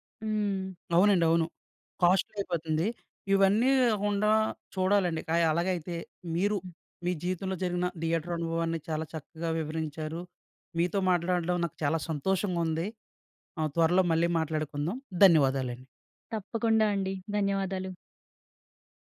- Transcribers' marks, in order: in English: "కాస్ట్లీ"; in English: "థియేటర్"
- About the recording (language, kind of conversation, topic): Telugu, podcast, మీ మొదటి సినిమా థియేటర్ అనుభవం ఎలా ఉండేది?